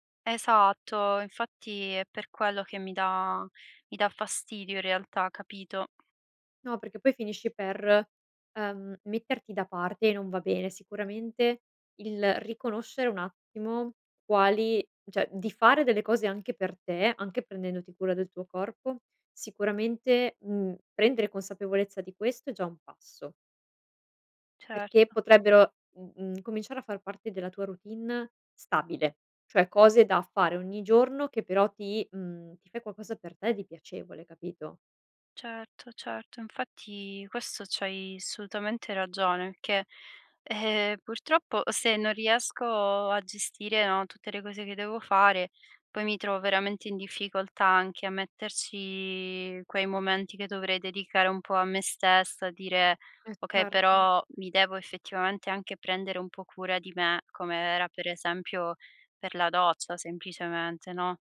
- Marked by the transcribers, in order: other background noise; "qualcosa" said as "quacosa"; "assolutamente" said as "solutamente"
- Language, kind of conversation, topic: Italian, advice, Come descriveresti l’assenza di una routine quotidiana e la sensazione che le giornate ti sfuggano di mano?